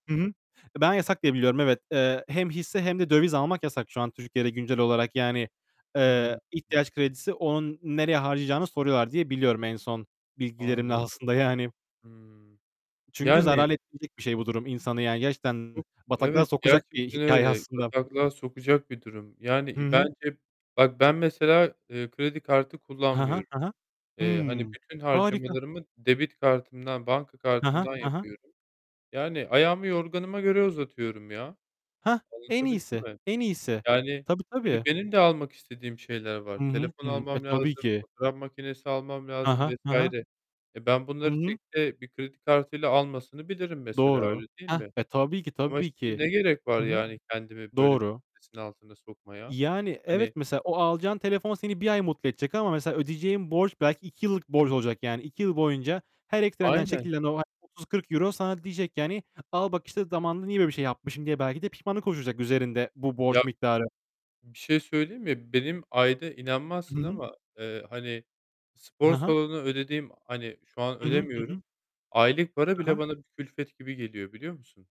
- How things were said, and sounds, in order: distorted speech; other background noise; static; tapping; in English: "debit"
- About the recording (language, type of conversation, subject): Turkish, unstructured, Neden çoğu insan borç batağına sürükleniyor?